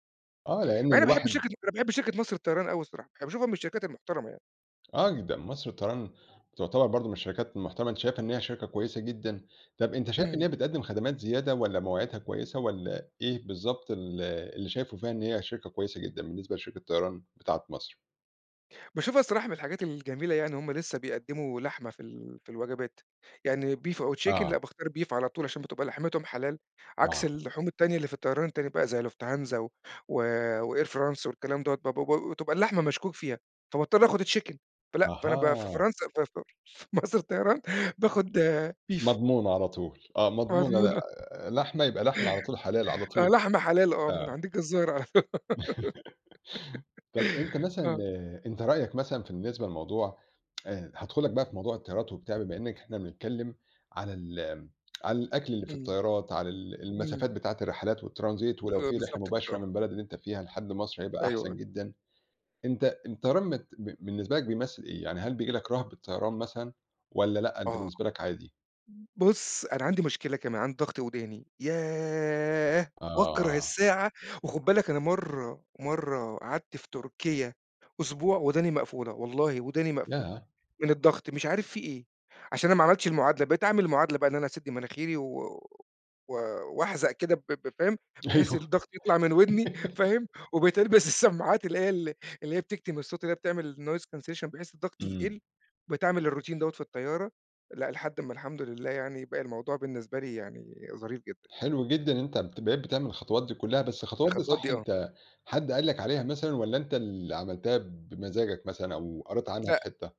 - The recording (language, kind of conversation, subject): Arabic, podcast, إيه اللي حصل لما الطيارة فاتتك، وخلّصت الموضوع إزاي؟
- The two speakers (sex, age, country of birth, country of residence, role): male, 40-44, Egypt, Portugal, guest; male, 40-44, Egypt, Portugal, host
- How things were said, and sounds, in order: in English: "beef"; in English: "chicken"; in English: "beef"; tapping; in English: "chicken"; laughing while speaking: "في مصر للطيران باخُد beef"; in English: "beef"; laughing while speaking: "مضمونة"; chuckle; giggle; tsk; tsk; in English: "والtransit"; other background noise; laughing while speaking: "أيوه"; laugh; in English: "noise cancellation"; in English: "الroutine"